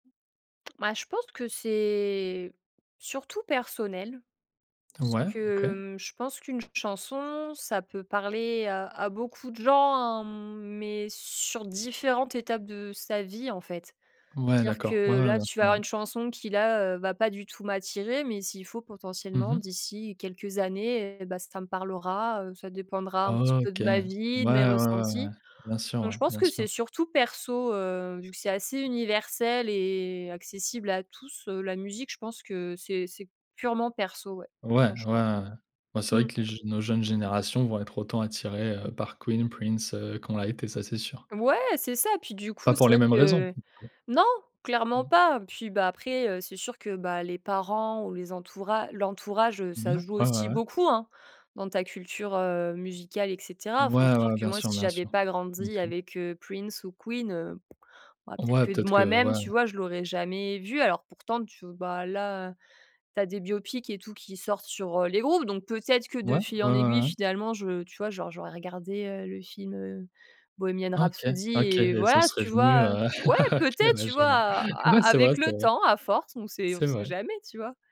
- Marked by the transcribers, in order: other background noise; tapping; chuckle; laughing while speaking: "OK"
- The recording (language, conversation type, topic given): French, podcast, Qu'est-ce qui fait qu'une chanson devient la tienne ?